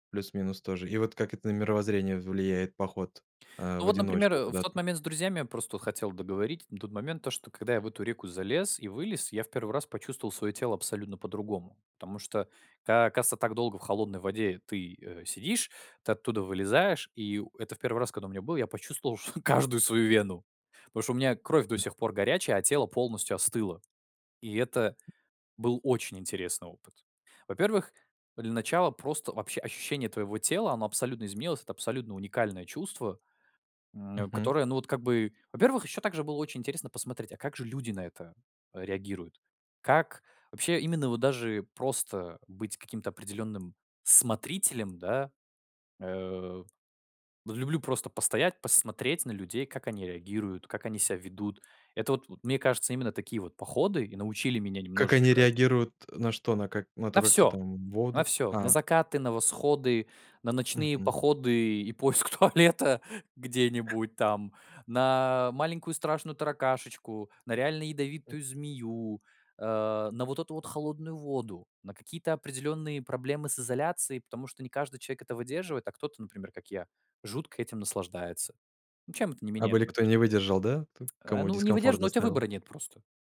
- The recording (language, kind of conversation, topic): Russian, podcast, Как путешествия по дикой природе меняют твоё мировоззрение?
- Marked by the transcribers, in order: laughing while speaking: "поиск туалета"; other noise